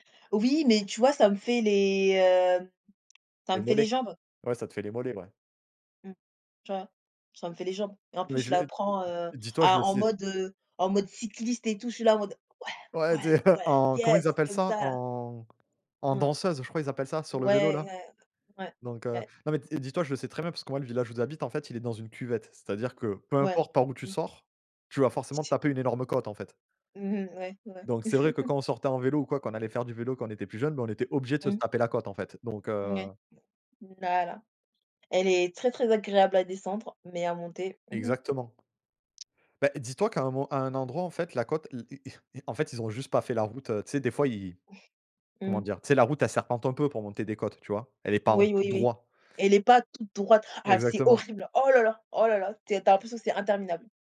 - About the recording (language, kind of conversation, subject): French, unstructured, Qu’est-ce qui vous met en colère dans les embouteillages du matin ?
- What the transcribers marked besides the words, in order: tapping; put-on voice: "Ouais, ouais, ouais, yes"; laughing while speaking: "Tu sais"; unintelligible speech; other background noise; unintelligible speech; laugh; "se taper" said as "staper"; groan; chuckle; anticipating: "Ah, c'est horrible. Oh là là ! Oh là là !"